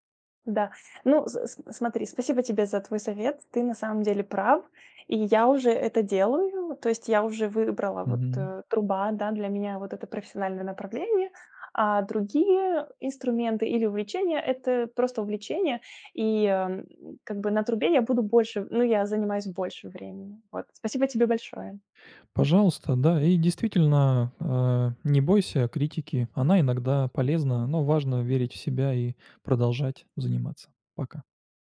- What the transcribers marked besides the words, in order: other background noise
- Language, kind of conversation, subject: Russian, advice, Как вы справляетесь со страхом критики вашего творчества или хобби?